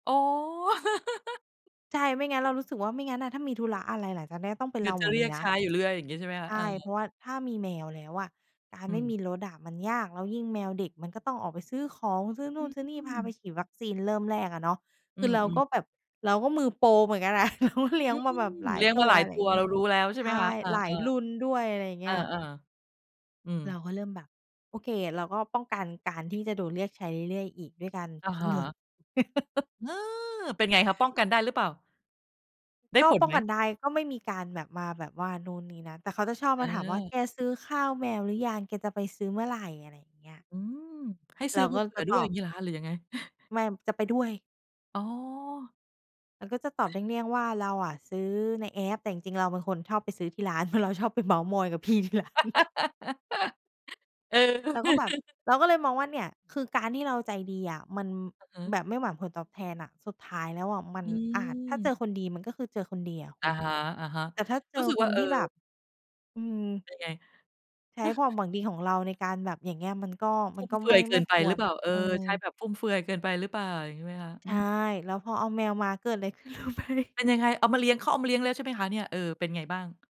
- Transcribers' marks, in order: laugh; laughing while speaking: "เราก็เลี้ยง"; chuckle; chuckle; other noise; laughing while speaking: "เพราะเราชอบไปเมาท์มอยกับพี่ที่ร้าน"; laugh; laugh; tapping; chuckle; laughing while speaking: "ขึ้นรู้ไหม ?"
- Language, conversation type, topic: Thai, podcast, คุณคิดอย่างไรกับการช่วยเหลือเพื่อนบ้านโดยไม่หวังผลตอบแทน?